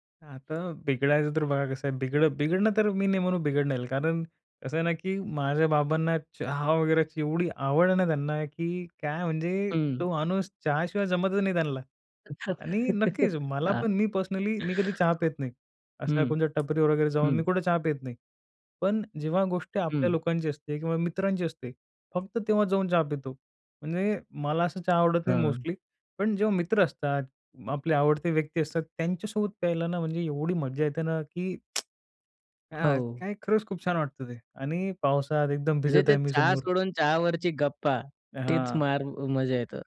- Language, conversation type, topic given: Marathi, podcast, पावसात मन शांत राहिल्याचा अनुभव तुम्हाला कसा वाटतो?
- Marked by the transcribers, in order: tapping; "त्यांना" said as "त्यान्ला"; chuckle; tsk